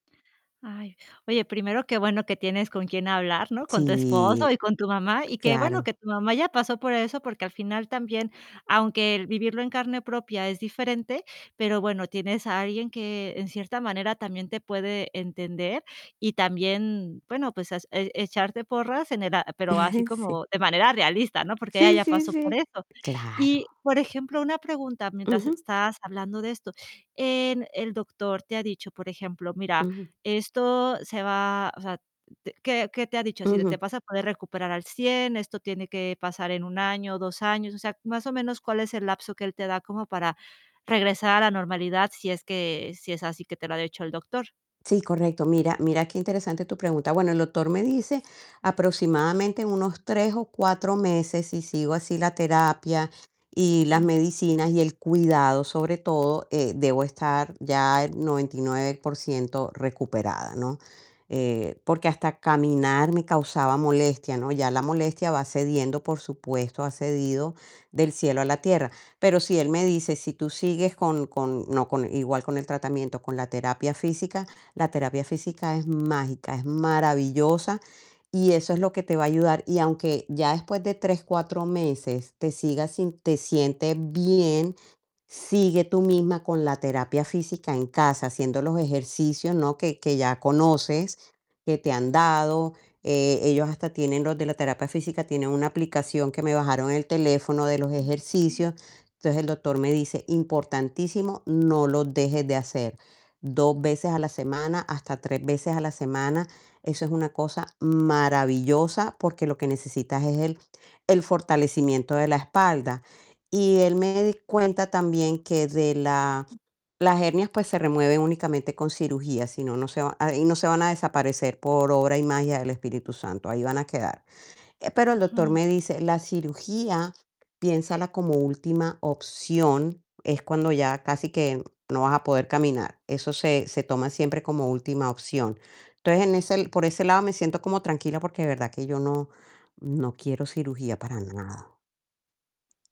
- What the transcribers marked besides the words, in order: distorted speech; chuckle; tapping
- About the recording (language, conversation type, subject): Spanish, advice, ¿Qué diagnóstico médico te dieron y qué hábitos diarios necesitas cambiar a partir de él?